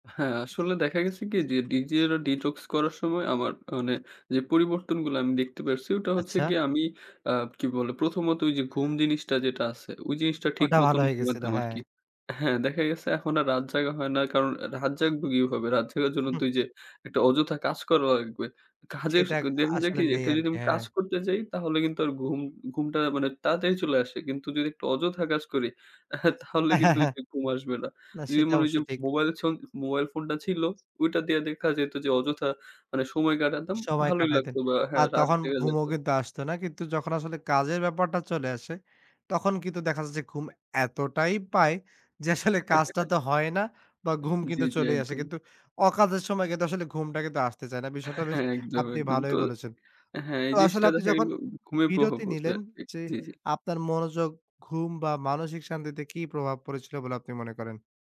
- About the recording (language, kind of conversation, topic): Bengali, podcast, কখনো কি আপনি ডিজিটাল ডিটক্স করেছেন, আর তা কীভাবে করেছিলেন?
- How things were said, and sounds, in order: "ডিজিটাল" said as "ডিজিরা"; in English: "detox"; laugh; laughing while speaking: "কাজের"; chuckle; laugh; laugh; laughing while speaking: "হ্যাঁ"